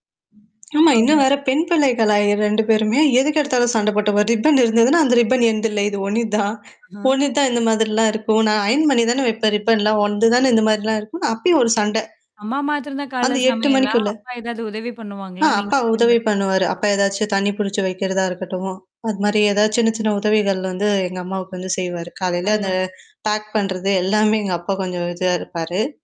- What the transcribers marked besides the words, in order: other noise; distorted speech; in English: "அயர்ன்"; static; in English: "பேக்"
- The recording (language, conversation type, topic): Tamil, podcast, காலை எழுந்ததும் உங்கள் வீட்டில் என்னென்ன நடக்கிறது?